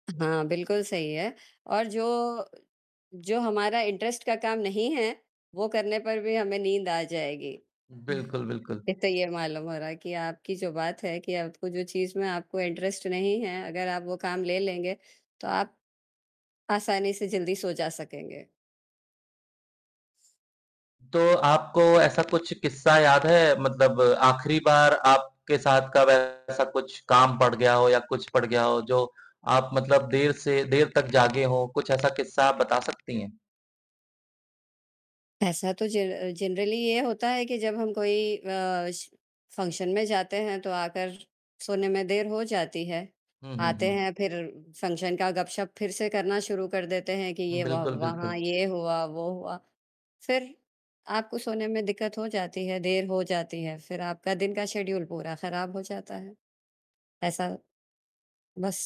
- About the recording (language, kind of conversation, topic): Hindi, unstructured, आप सुबह जल्दी उठना पसंद करेंगे या देर रात तक जागना?
- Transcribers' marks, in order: static; in English: "इंटरेस्ट"; chuckle; in English: "इंटरेस्ट"; distorted speech; in English: "जनरली"; in English: "फंक्शन"; in English: "फंक्शन"; in English: "शेड्यूल"